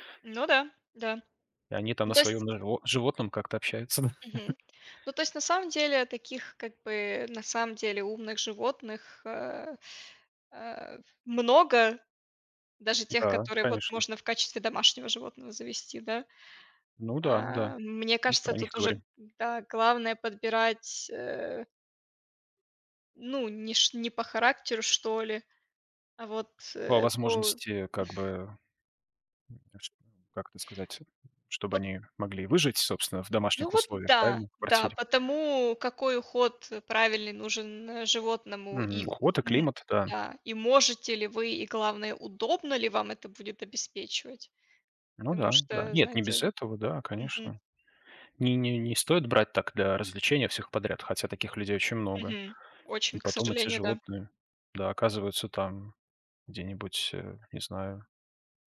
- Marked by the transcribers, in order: laughing while speaking: "д"; chuckle; tapping
- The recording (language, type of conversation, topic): Russian, unstructured, Какие животные тебе кажутся самыми умными и почему?